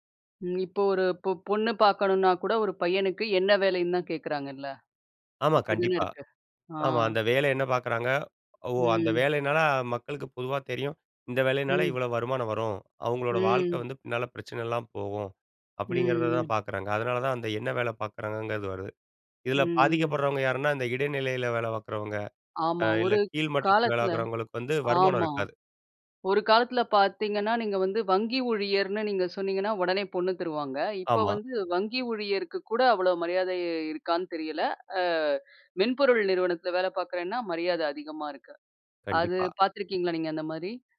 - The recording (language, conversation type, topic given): Tamil, podcast, ஊழியர் என்ற அடையாளம் உங்களுக்கு மனஅழுத்தத்தை ஏற்படுத்துகிறதா?
- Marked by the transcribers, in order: drawn out: "ம்"